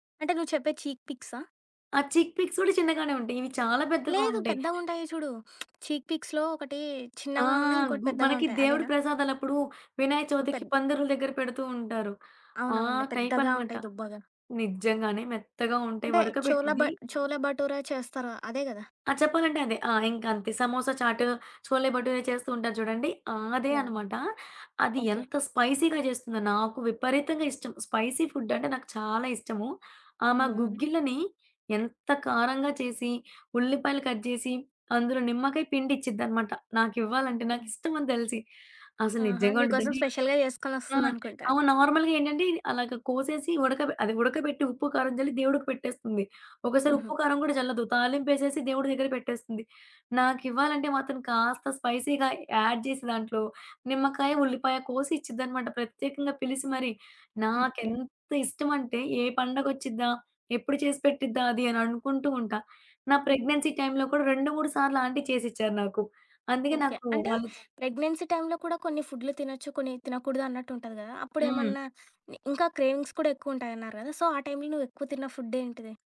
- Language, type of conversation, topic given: Telugu, podcast, మీ ఇంట్లో మీకు అత్యంత ఇష్టమైన సాంప్రదాయ వంటకం ఏది?
- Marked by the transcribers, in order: in English: "చీక్ పిక్సా?"; in English: "చిక్ పిక్స్"; other background noise; in English: "చీక్ పిక్స్‌లో"; in Hindi: "చోల బ చోలే బటోరె"; tapping; in Hindi: "చోలే బటోరే"; in English: "స్పైసీగా"; in English: "స్పైసీ"; in English: "కట్"; in English: "నార్మల్‌గా"; in English: "స్పెషల్‌గా"; in English: "స్పైసీగా యాడ్"; in English: "ప్రెగ్నెన్సీ"; in English: "ప్రెగ్నెన్సీ టైమ్‌లో"; in English: "క్రేమింగ్స్"